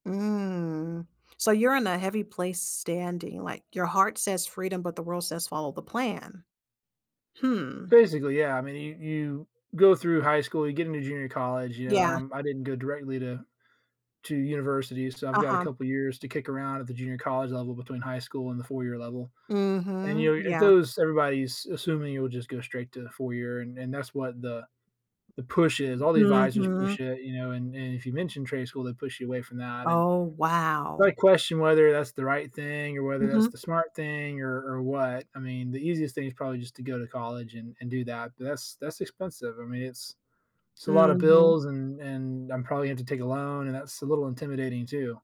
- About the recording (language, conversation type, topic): English, advice, How do I decide which goals to prioritize?
- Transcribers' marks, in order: drawn out: "Mm"; other background noise; alarm